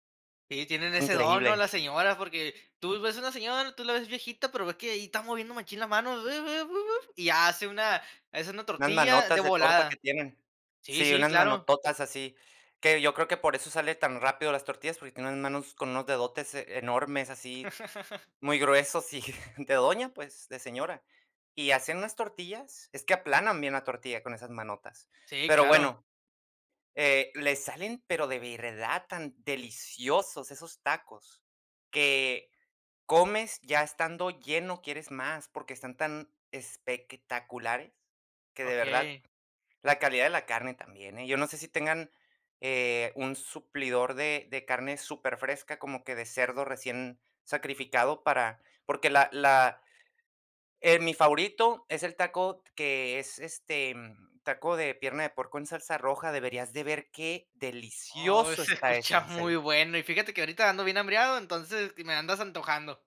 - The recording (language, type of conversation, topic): Spanish, podcast, ¿Qué comida callejera te cambió la forma de ver un lugar?
- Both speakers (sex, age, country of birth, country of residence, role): male, 20-24, Mexico, Mexico, host; male, 30-34, United States, United States, guest
- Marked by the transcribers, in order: laugh; chuckle